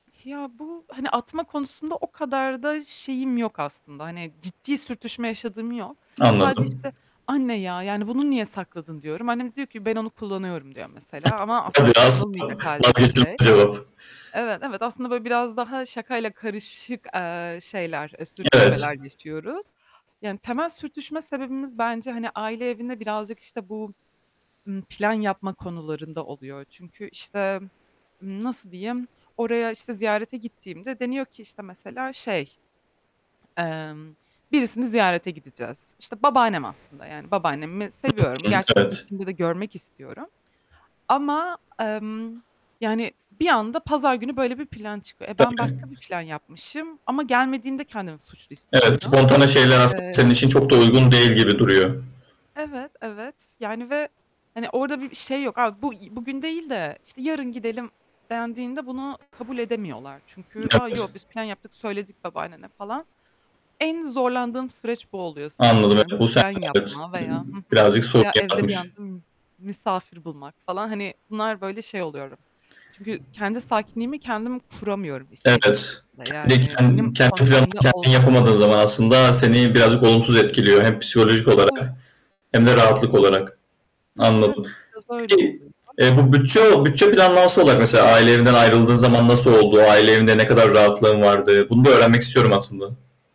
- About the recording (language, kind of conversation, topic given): Turkish, podcast, Farklı kuşaklarla aynı evde yaşamak nasıl gidiyor?
- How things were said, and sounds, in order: other background noise; static; unintelligible speech; distorted speech; tapping; unintelligible speech; unintelligible speech